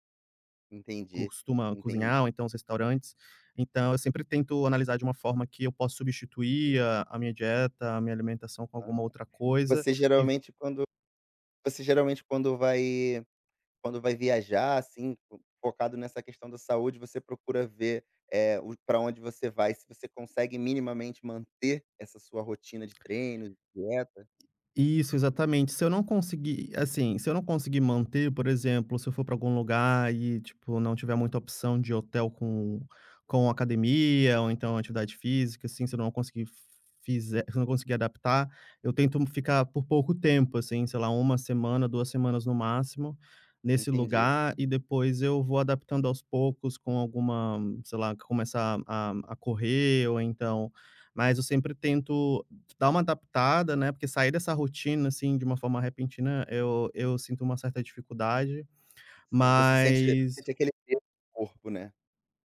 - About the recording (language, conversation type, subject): Portuguese, podcast, Como você lida com recaídas quando perde a rotina?
- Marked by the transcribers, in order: other background noise; tapping